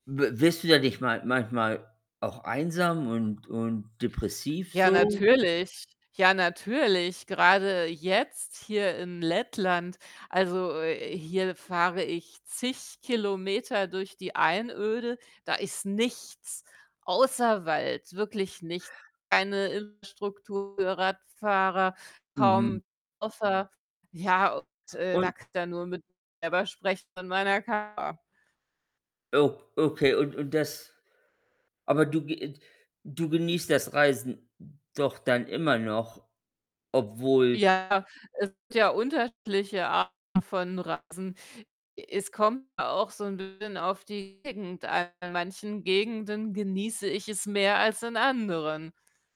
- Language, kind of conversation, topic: German, unstructured, In welchen Situationen fühlst du dich am authentischsten?
- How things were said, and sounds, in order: other background noise; distorted speech; static; stressed: "nichts"; unintelligible speech; other noise; unintelligible speech